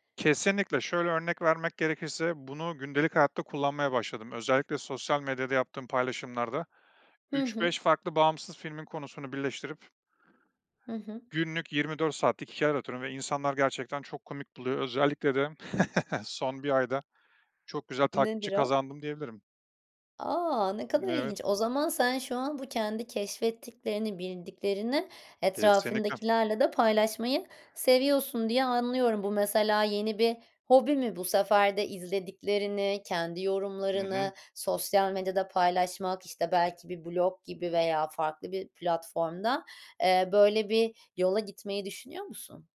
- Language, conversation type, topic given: Turkish, podcast, Hobini günlük rutinine nasıl sığdırıyorsun?
- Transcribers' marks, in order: chuckle; other background noise; tapping